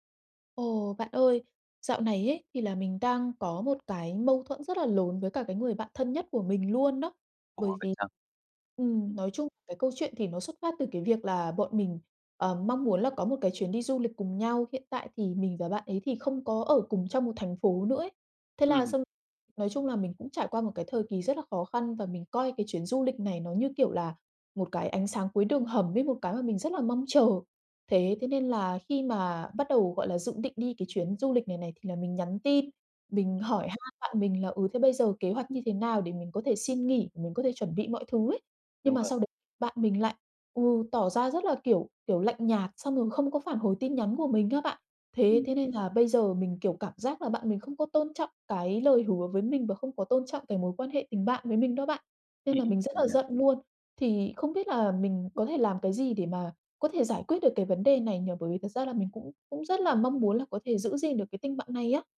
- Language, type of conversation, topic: Vietnamese, advice, Làm thế nào để giao tiếp với bạn bè hiệu quả hơn, tránh hiểu lầm và giữ gìn tình bạn?
- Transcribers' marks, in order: none